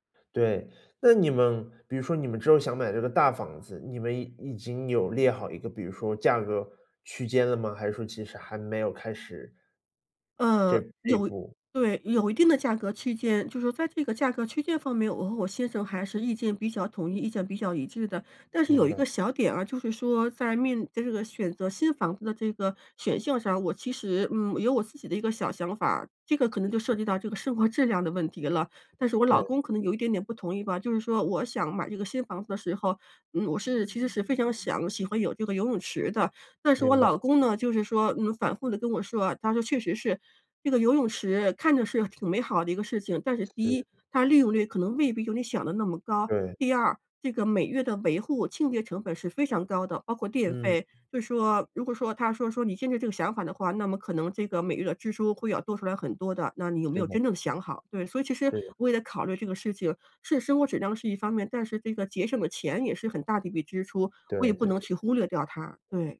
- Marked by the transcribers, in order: "选项" said as "选性"; laughing while speaking: "生活质量"
- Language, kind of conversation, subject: Chinese, advice, 怎样在省钱的同时保持生活质量？